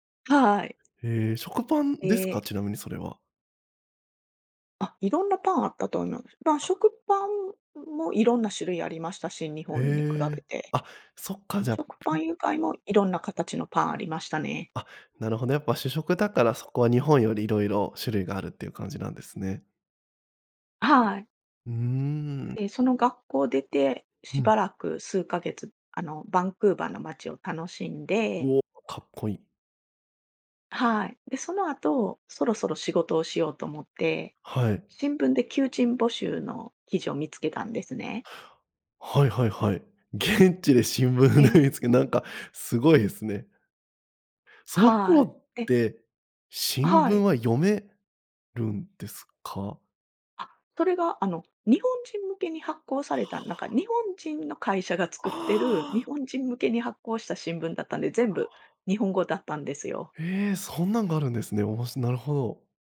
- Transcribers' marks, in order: laughing while speaking: "現地で新聞で見つけ"
- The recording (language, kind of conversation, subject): Japanese, podcast, ひとり旅で一番忘れられない体験は何でしたか？
- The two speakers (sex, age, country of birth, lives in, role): female, 45-49, Japan, Japan, guest; male, 30-34, Japan, Japan, host